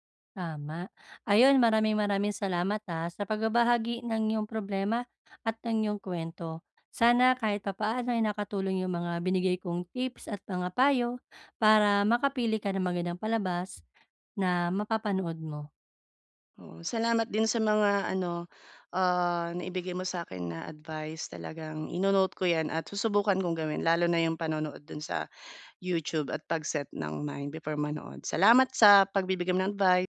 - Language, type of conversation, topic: Filipino, advice, Paano ako pipili ng palabas kapag napakarami ng pagpipilian?
- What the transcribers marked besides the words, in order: other background noise